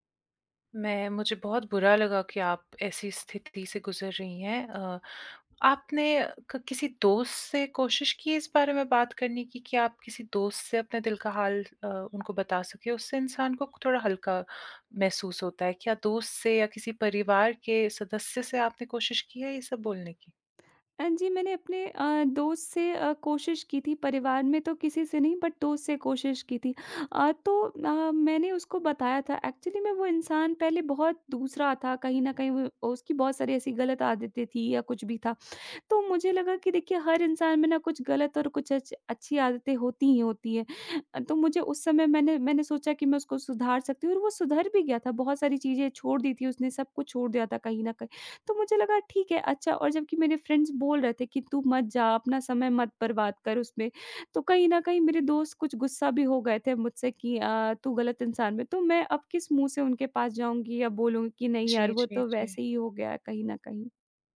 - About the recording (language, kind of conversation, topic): Hindi, advice, साथी की भावनात्मक अनुपस्थिति या दूरी से होने वाली पीड़ा
- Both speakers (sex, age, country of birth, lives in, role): female, 20-24, India, India, user; female, 30-34, India, India, advisor
- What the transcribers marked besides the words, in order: tapping; bird; in English: "बट"; in English: "एक्चुअली"; in English: "फ्रेंड्स"